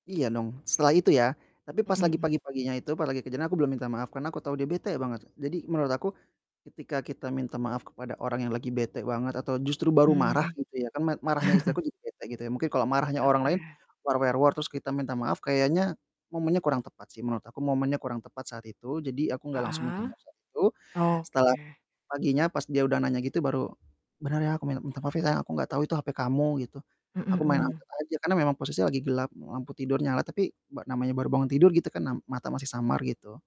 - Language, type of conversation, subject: Indonesian, podcast, Bagaimana cara meminta maaf yang benar-benar tulus dan meyakinkan?
- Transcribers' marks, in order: static; chuckle; distorted speech